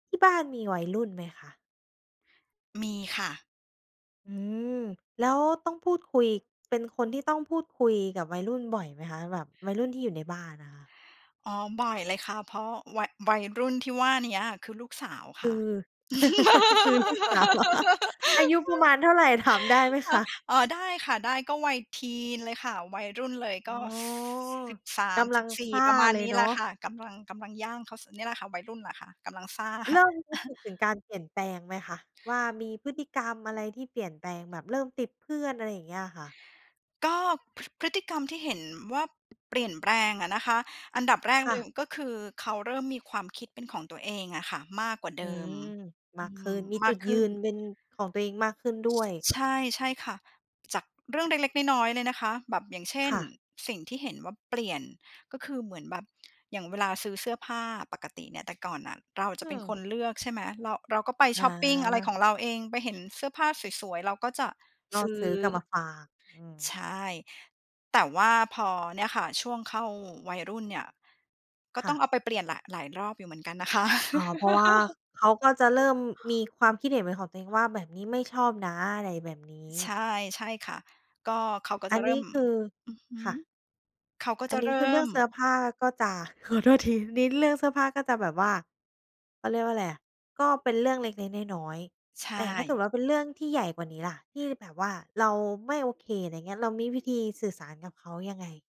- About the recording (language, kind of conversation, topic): Thai, podcast, มีวิธีสื่อสารกับวัยรุ่นที่บ้านอย่างไรให้ได้ผล?
- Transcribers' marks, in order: other noise; laugh; laughing while speaking: "สาวเหรอ ?"; laugh; drawn out: "อ๋อ"; chuckle; laugh; other background noise